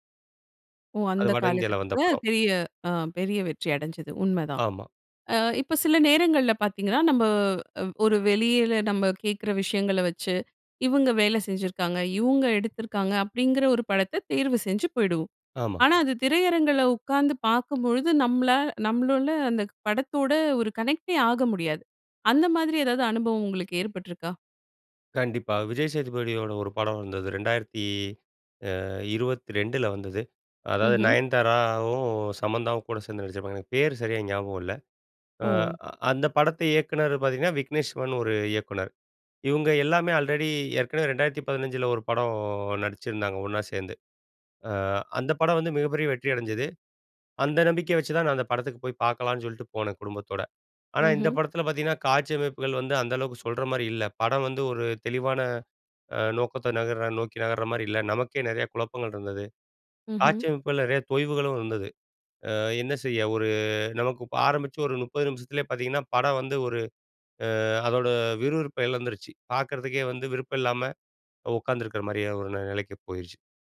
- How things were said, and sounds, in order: "நம்மளால" said as "நம்ளுள்ல"; in English: "கனெக்ட்டே"; anticipating: "அந்த மாதிரி ஏதாவது அனுபவம் உங்களுக்கு ஏற்பட்டிருக்கா?"; drawn out: "ஒரு"
- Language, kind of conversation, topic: Tamil, podcast, ஓர் படத்தைப் பார்க்கும்போது உங்களை முதலில் ஈர்க்கும் முக்கிய காரணம் என்ன?